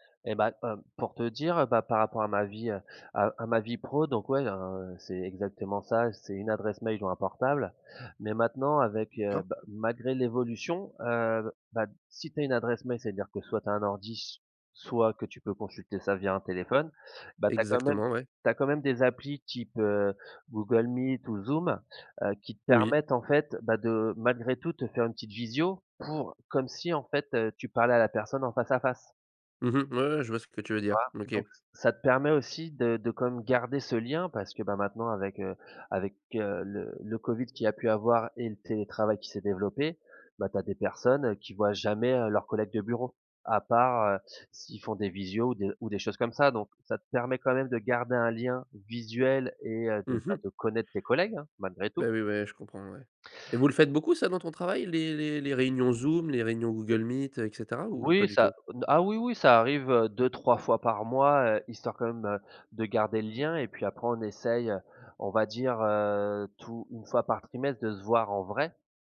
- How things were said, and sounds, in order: none
- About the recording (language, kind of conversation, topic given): French, podcast, Tu préfères parler en face ou par message, et pourquoi ?